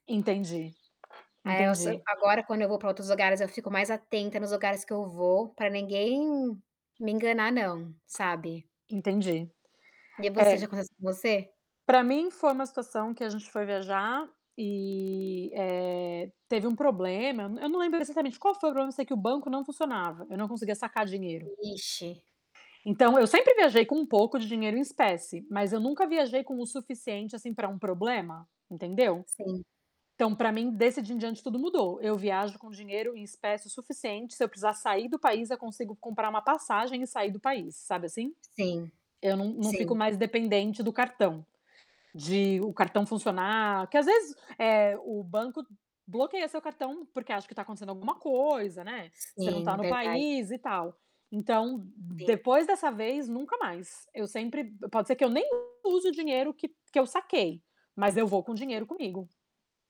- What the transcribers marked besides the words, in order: distorted speech; tapping; drawn out: "e"
- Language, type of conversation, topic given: Portuguese, unstructured, O que você gosta de experimentar quando viaja?
- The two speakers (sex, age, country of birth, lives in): female, 25-29, Brazil, United States; female, 40-44, Brazil, United States